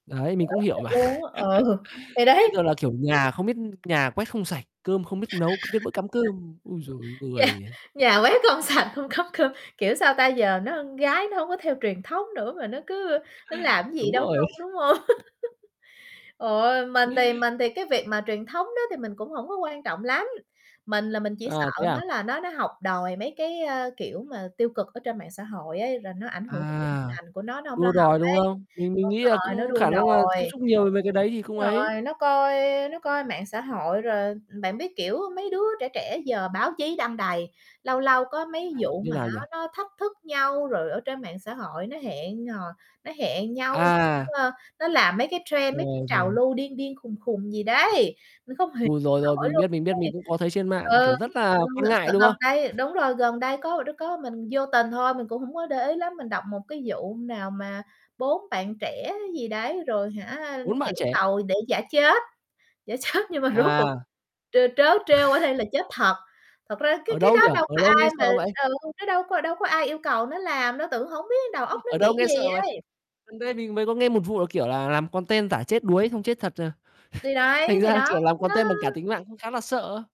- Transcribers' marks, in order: distorted speech; laughing while speaking: "mà"; laugh; laughing while speaking: "ừ"; tapping; laugh; laughing while speaking: "Nhà nhà quét không sạch, không cắm cơm"; chuckle; laughing while speaking: "hông?"; laugh; static; unintelligible speech; in English: "trend"; laughing while speaking: "giả chết"; laugh; other background noise; in English: "content"; chuckle; laughing while speaking: "kiểu"; in English: "content"
- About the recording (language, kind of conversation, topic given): Vietnamese, unstructured, Bạn có bao giờ lo lắng về tác động của mạng xã hội đối với giới trẻ không?